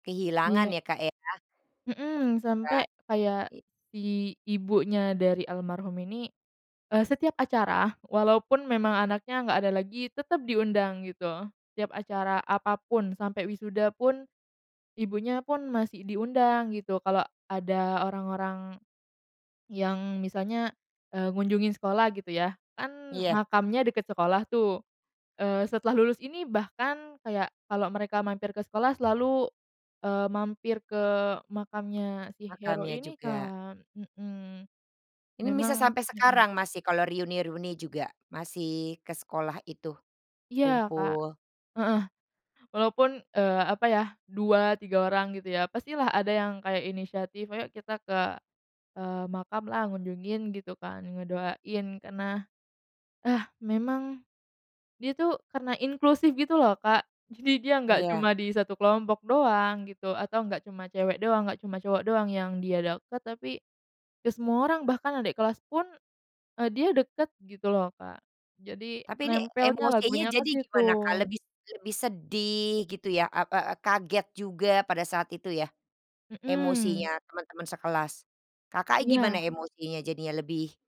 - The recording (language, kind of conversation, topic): Indonesian, podcast, Pernahkah kamu tiba-tiba teringat kenangan lama saat mendengar lagu baru?
- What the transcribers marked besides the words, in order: other background noise